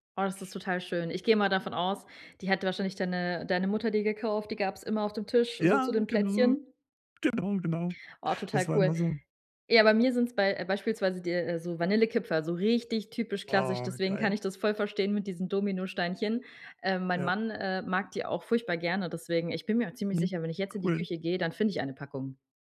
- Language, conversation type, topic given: German, podcast, Welche Gerichte kochst du, um jemanden zu trösten?
- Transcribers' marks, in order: joyful: "Ja, genau. Genau, genau"; drawn out: "richtig"; drawn out: "Oh"